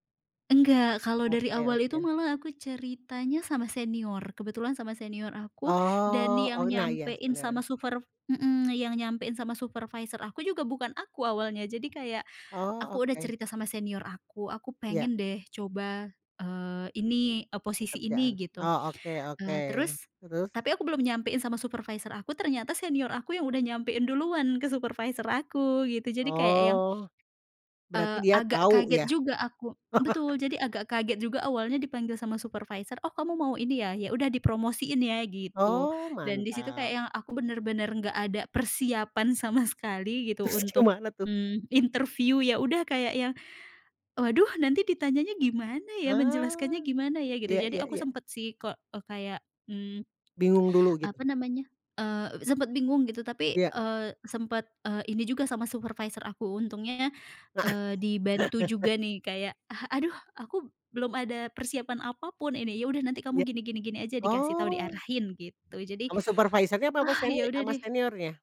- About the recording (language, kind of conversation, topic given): Indonesian, podcast, Pernahkah kamu keluar dari zona nyaman, dan apa alasanmu?
- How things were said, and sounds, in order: drawn out: "Oh"; other background noise; laugh; laughing while speaking: "Terus gimana tuh?"; in English: "interview"; swallow; laugh; tapping